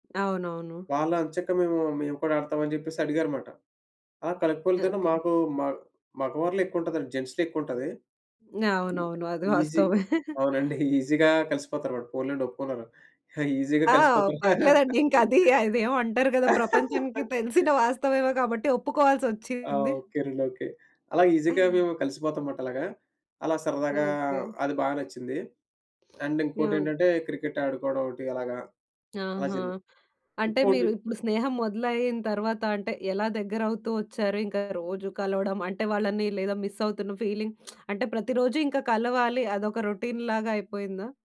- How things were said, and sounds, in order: in English: "జెంట్స్‌లో"; chuckle; in English: "ఈజీ"; chuckle; in English: "ఈజీగా"; in English: "ఈజీగా"; laugh; in English: "ఈజీగా"; in English: "అండ్"; sniff; tapping; in English: "మిస్"; in English: "ఫీలింగ్"; lip smack; in English: "రొటీన్"
- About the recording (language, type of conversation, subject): Telugu, podcast, మీరు స్థానికులతో స్నేహం ఎలా మొదలుపెట్టారు?